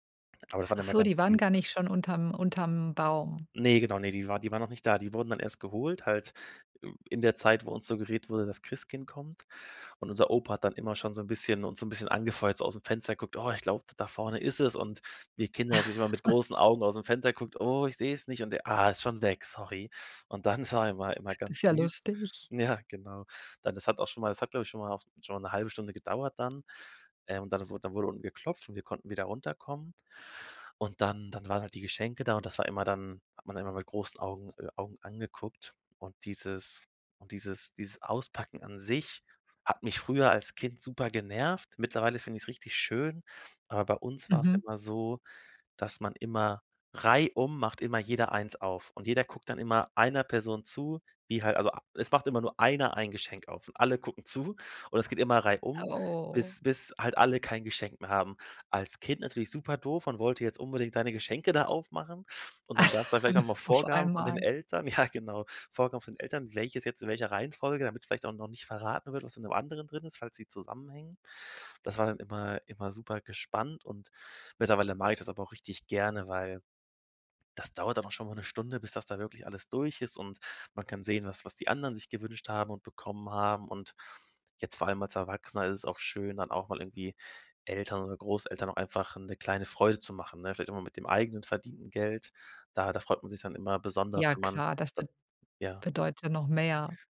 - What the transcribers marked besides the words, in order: laugh; joyful: "lustig"; chuckle; laughing while speaking: "Auf einmal"
- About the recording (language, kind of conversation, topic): German, podcast, Welche Geschichte steckt hinter einem Familienbrauch?